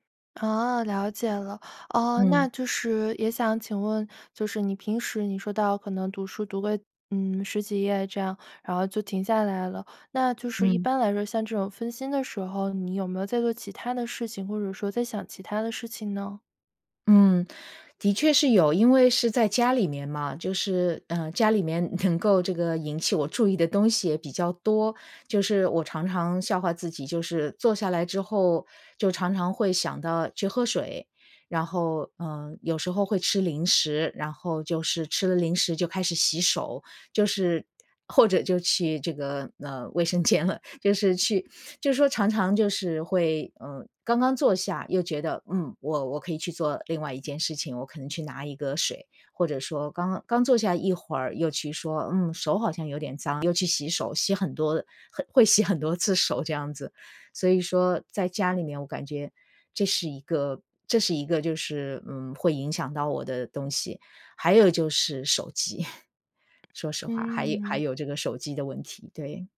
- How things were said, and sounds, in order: laughing while speaking: "能够"; laughing while speaking: "或者"; laughing while speaking: "卫生间了"; laughing while speaking: "次手"; chuckle; tapping
- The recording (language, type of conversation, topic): Chinese, advice, 如何才能做到每天读书却不在坐下后就分心？